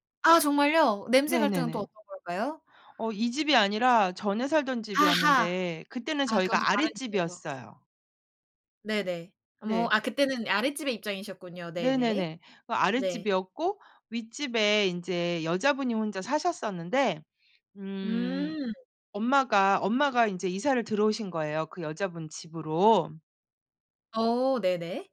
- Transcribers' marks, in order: other background noise
- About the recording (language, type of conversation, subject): Korean, podcast, 이웃 간 갈등이 생겼을 때 가장 원만하게 해결하는 방법은 무엇인가요?